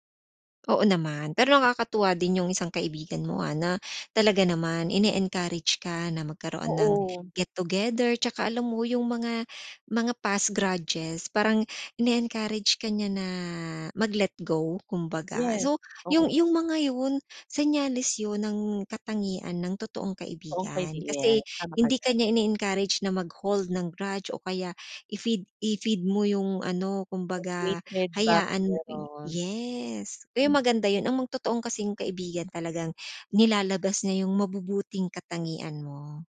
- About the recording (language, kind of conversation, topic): Filipino, podcast, Ano ang hinahanap mo sa isang tunay na kaibigan?
- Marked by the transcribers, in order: tapping; other background noise